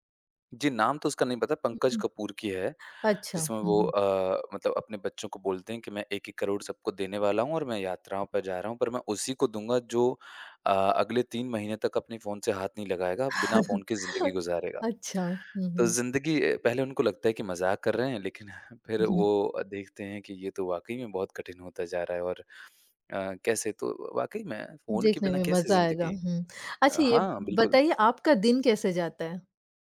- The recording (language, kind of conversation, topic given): Hindi, podcast, फोन के बिना आपका एक दिन कैसे बीतता है?
- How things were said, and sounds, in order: chuckle; chuckle; tapping